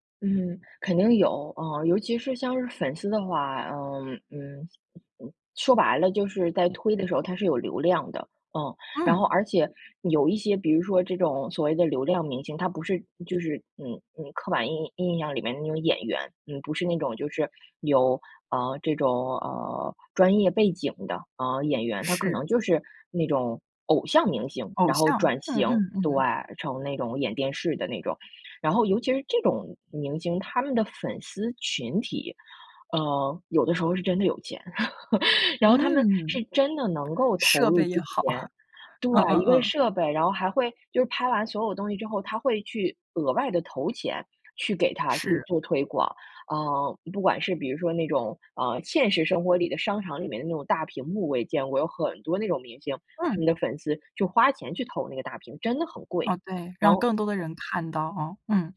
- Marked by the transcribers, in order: other background noise; laugh; laughing while speaking: "设备也好"
- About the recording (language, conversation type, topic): Chinese, podcast, 粉丝文化对剧集推广的影响有多大？